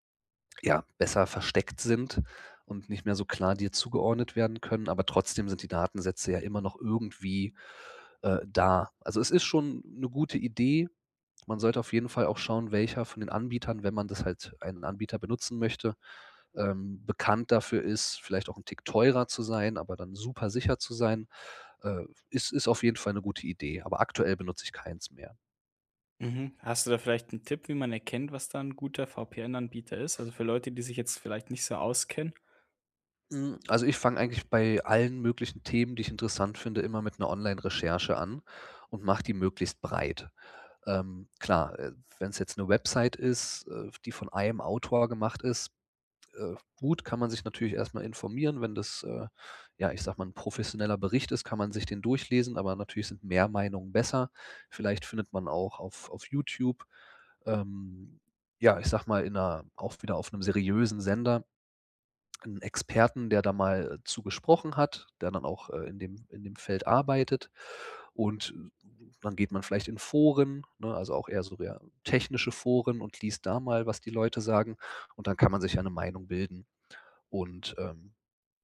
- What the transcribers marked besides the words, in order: stressed: "breit"; stressed: "Foren"
- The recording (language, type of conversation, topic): German, podcast, Wie schützt du deine privaten Daten online?